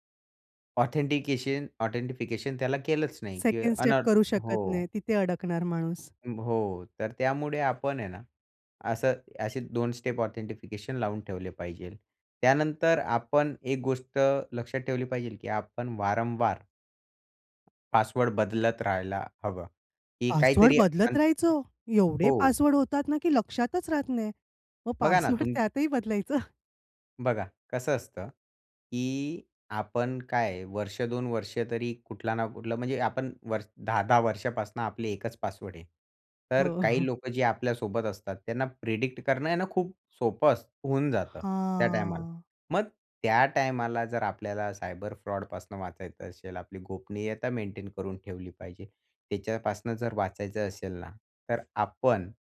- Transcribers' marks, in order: in English: "ऑथेंटिकेशन ऑथेंटिफिकेशन"; in English: "सेकंड स्टेप"; in English: "स्टेप ऑथेंटिफिकेशन"; other background noise; surprised: "पासवर्ड बदलत राहायचो. एवढे पासवर्ड होतात ना"; chuckle; laughing while speaking: "त्यातही बदलायचं"; chuckle; in English: "प्रेडिक्ट"; drawn out: "हां"; in English: "फ्रॉडपासून"
- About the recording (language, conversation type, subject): Marathi, podcast, ऑनलाइन गोपनीयतेसाठी तुम्ही कोणते सोपे नियम पाळता?